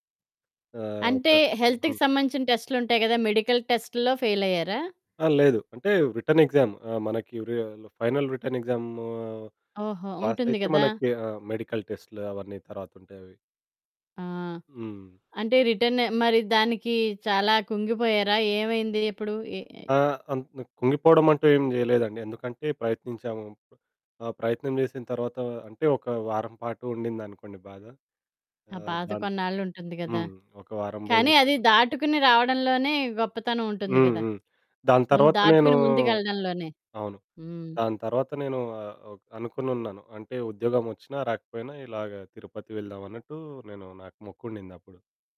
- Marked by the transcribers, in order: in English: "హెల్త్‌కి"; in English: "మెడికల్ టెస్ట్‌లో"; in English: "రిటర్న్ ఎగ్జామ్"; in English: "ఫైనల్ రిటర్న్"; in English: "మెడికల్"; in English: "రిటర్న్"
- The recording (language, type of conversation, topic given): Telugu, podcast, మీరు చేసిన ఒక చిన్న ప్రయత్నం మీకు ఊహించని విజయం తీసుకువచ్చిందా?